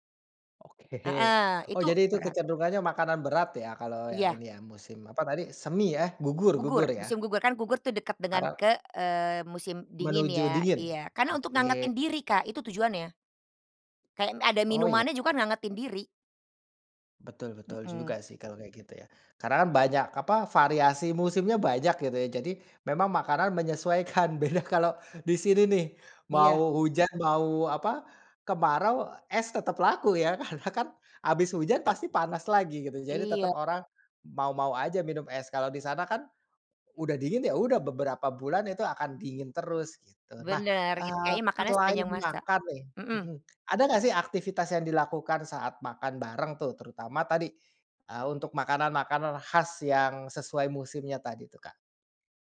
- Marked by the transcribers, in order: laughing while speaking: "Oke"; laughing while speaking: "menyesuaikan, beda kalau"; laughing while speaking: "Karena kan"; tapping
- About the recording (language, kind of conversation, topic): Indonesian, podcast, Bagaimana musim memengaruhi makanan dan hasil panen di rumahmu?